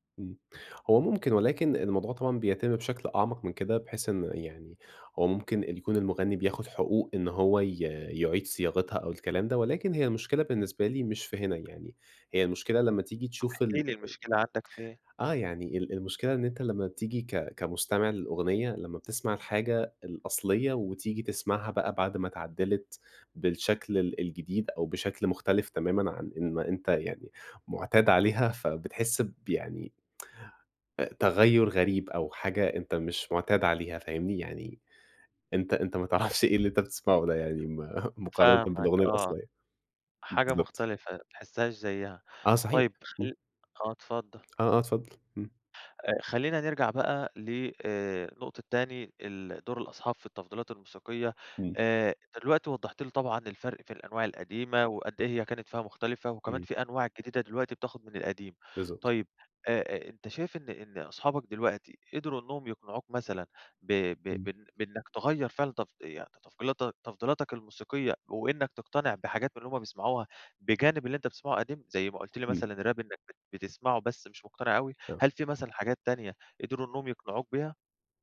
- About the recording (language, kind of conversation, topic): Arabic, podcast, سؤال عن دور الأصحاب في تغيير التفضيلات الموسيقية
- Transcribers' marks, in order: tsk; chuckle; tapping; "تفضيلاتك-" said as "تفجيلاتك"; in English: "راب"